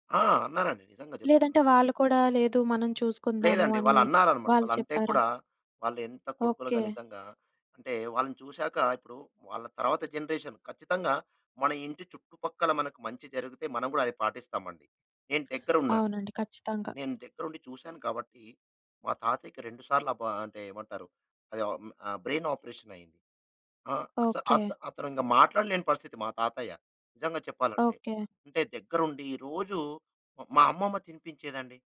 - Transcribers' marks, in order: in English: "జనరేషన్"; other background noise; in English: "బ్రైన్"
- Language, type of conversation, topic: Telugu, podcast, వృద్ధాప్యంలో సంరక్షణపై తరం మధ్య దృష్టికోణాలు ఎలా భిన్నంగా ఉంటాయి?